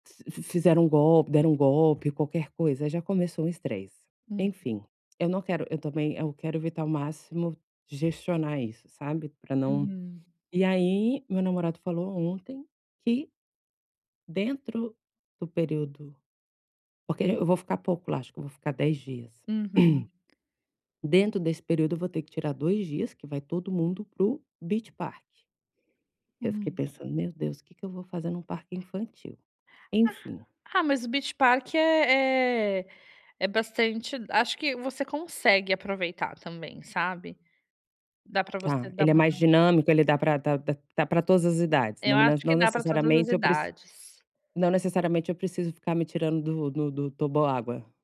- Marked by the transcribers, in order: tapping; throat clearing
- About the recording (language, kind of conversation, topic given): Portuguese, advice, Como posso reduzir o estresse ao planejar minhas férias?